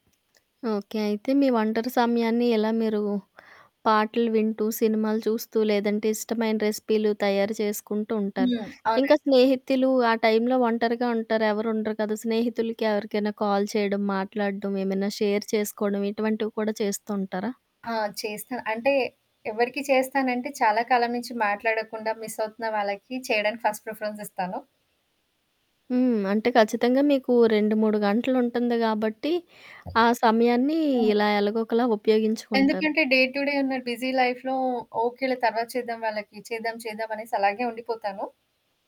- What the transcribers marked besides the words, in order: other background noise; in English: "కాల్"; in English: "షేర్"; in English: "ఫస్ట్ ప్రిఫరెన్స్"; in English: "డే టు డే"; in English: "బిజీ లైఫ్‌లో"
- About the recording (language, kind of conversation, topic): Telugu, podcast, ఒంటరిగా ఉండటం మీకు భయం కలిగిస్తుందా, లేక ప్రశాంతతనిస్తుందా?